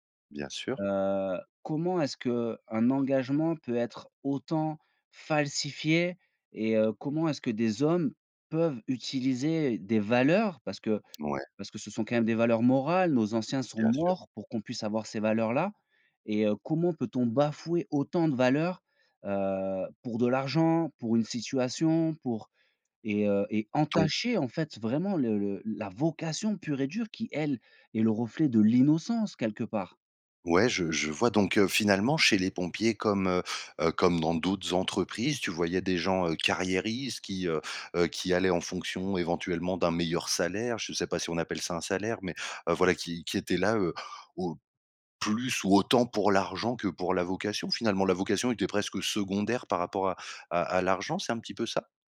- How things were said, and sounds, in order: tapping; stressed: "l'innocence"; stressed: "carriéristes"
- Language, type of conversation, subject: French, podcast, Quand tu fais une erreur, comment gardes-tu confiance en toi ?